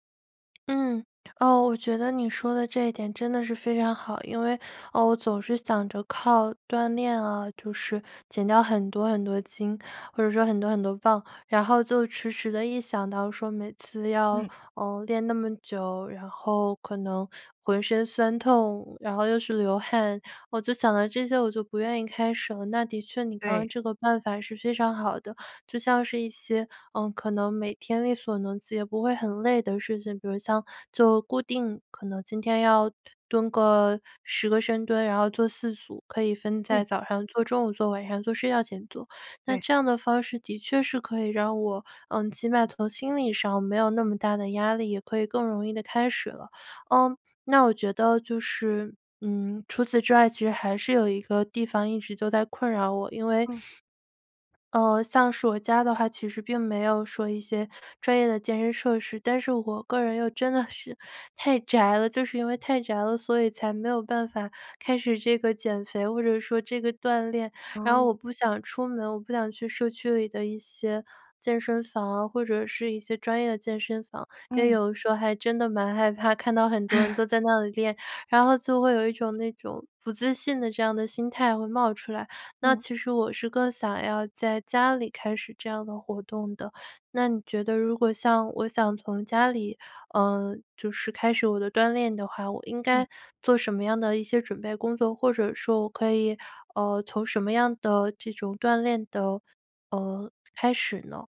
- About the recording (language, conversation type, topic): Chinese, advice, 你想开始锻炼却总是拖延、找借口，该怎么办？
- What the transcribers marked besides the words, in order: other background noise; chuckle